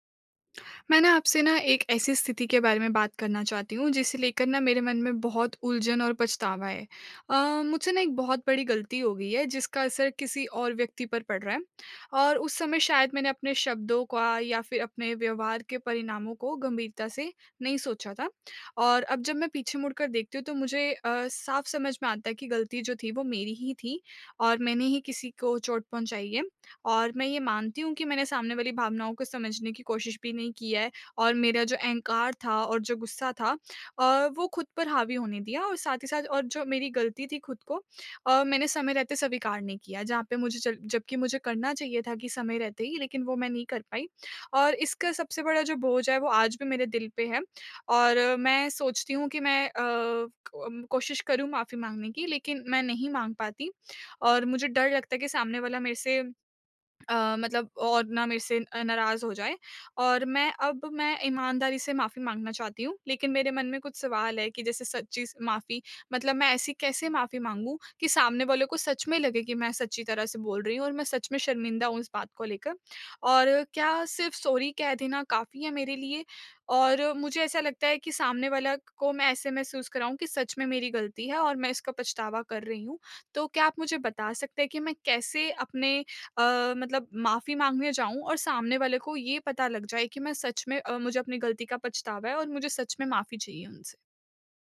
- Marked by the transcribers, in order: in English: "सॉरी"
- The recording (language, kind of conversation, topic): Hindi, advice, मैंने किसी को चोट पहुँचाई है—मैं सच्ची माफी कैसे माँगूँ और अपनी जिम्मेदारी कैसे स्वीकार करूँ?